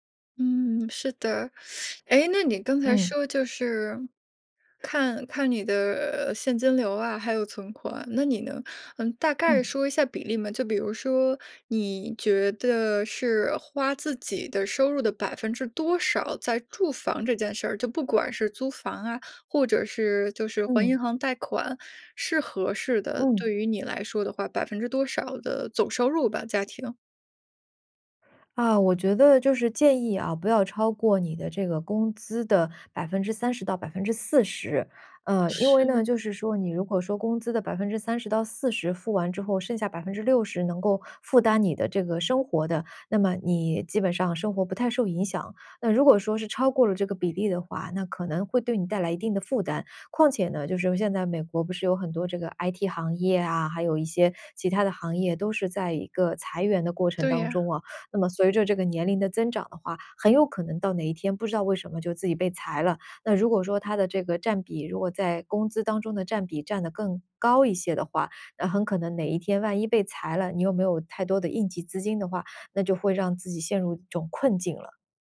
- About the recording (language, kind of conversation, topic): Chinese, podcast, 你该如何决定是买房还是继续租房？
- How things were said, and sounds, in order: teeth sucking